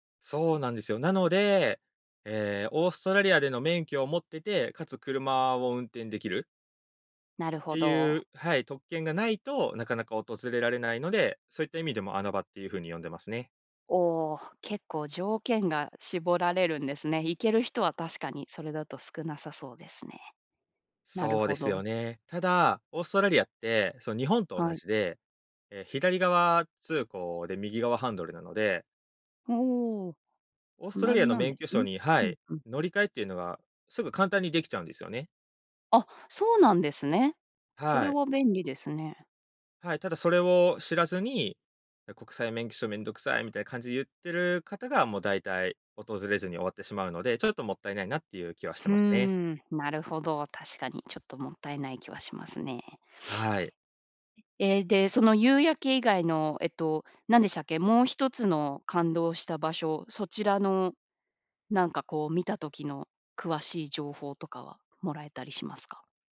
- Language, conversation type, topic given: Japanese, podcast, 自然の中で最も感動した体験は何ですか？
- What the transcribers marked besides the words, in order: none